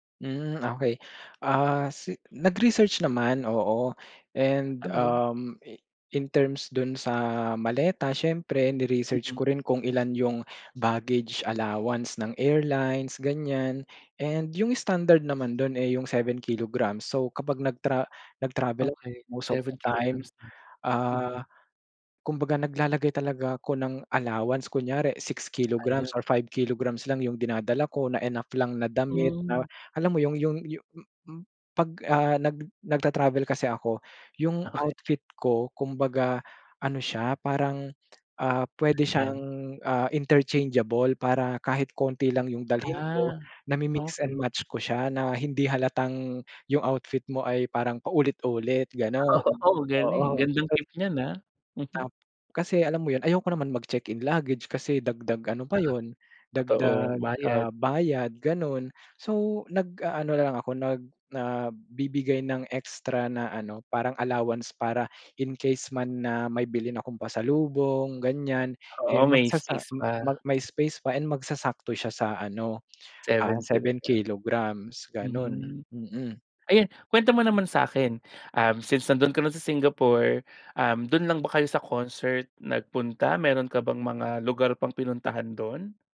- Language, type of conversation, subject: Filipino, podcast, Maaari mo bang ikuwento ang paborito mong karanasan sa paglalakbay?
- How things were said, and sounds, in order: in English: "baggage allowance"; in English: "interchangeable"; laughing while speaking: "Oo"; background speech; other background noise